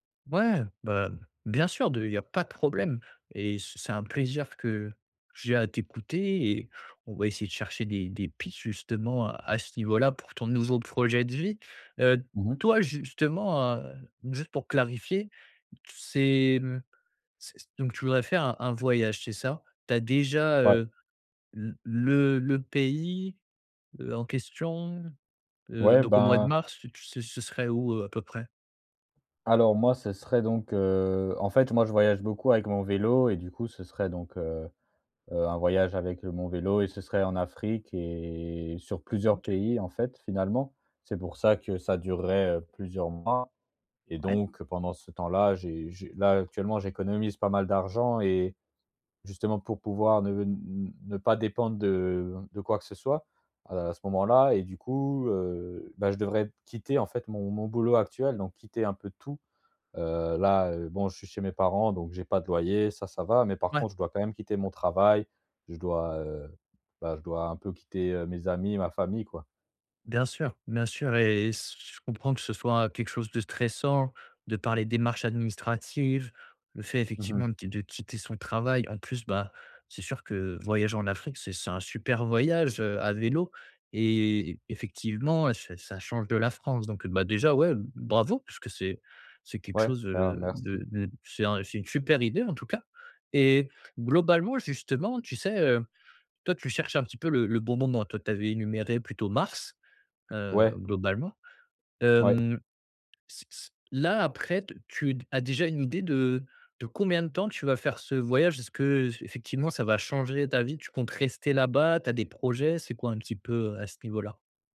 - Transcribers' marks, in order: other background noise; drawn out: "et"
- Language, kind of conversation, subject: French, advice, Comment savoir si c’est le bon moment pour changer de vie ?